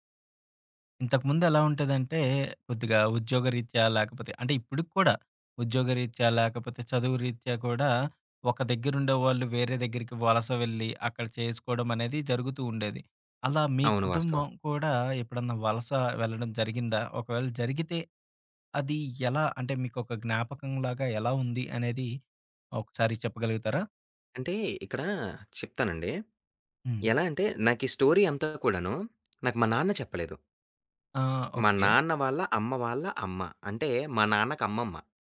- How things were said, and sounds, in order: in English: "స్టోరీ"; other background noise
- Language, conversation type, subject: Telugu, podcast, మీ కుటుంబ వలస కథను ఎలా చెప్పుకుంటారు?